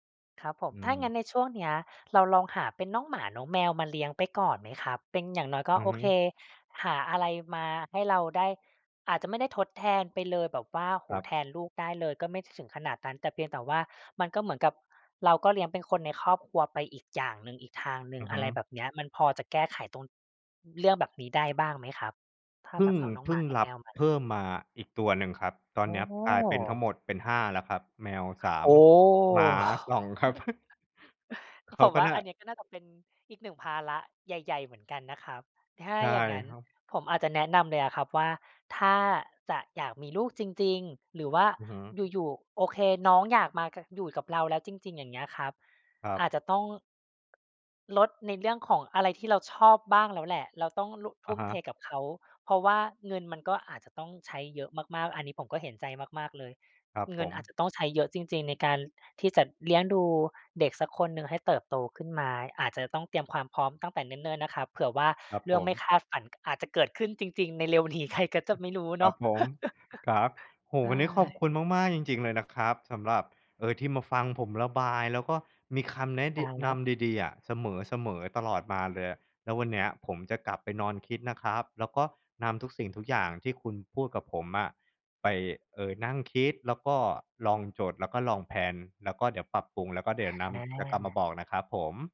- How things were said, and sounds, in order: drawn out: "โอ้โฮ"; chuckle; laughing while speaking: "สอง"; chuckle; tapping; laughing while speaking: "เร็วนี้"; chuckle
- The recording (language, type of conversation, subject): Thai, advice, คุณและคนรักอยากมีลูก แต่ยังไม่แน่ใจว่าพร้อมหรือยัง?